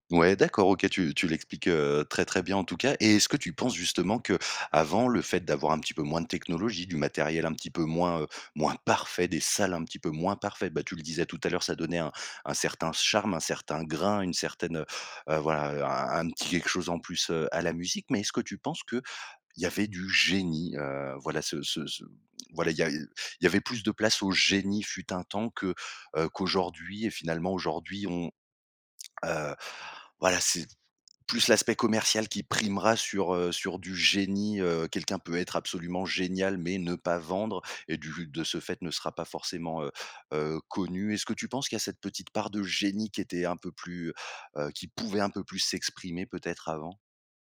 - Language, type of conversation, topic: French, podcast, Quel album emmènerais-tu sur une île déserte ?
- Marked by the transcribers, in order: other background noise; stressed: "parfait"; stressed: "charme"; stressed: "grain"; stressed: "génie"; stressed: "génie"